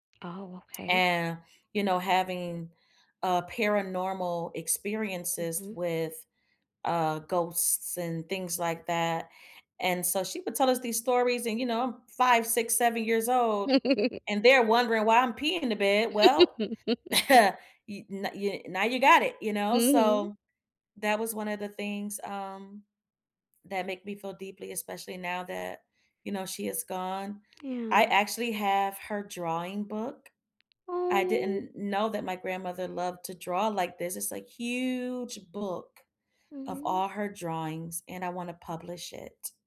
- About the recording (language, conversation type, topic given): English, unstructured, What’s a story or song that made you feel something deeply?
- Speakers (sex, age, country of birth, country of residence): female, 35-39, United States, United States; female, 35-39, United States, United States
- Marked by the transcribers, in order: laugh; laugh; chuckle; other background noise; drawn out: "huge"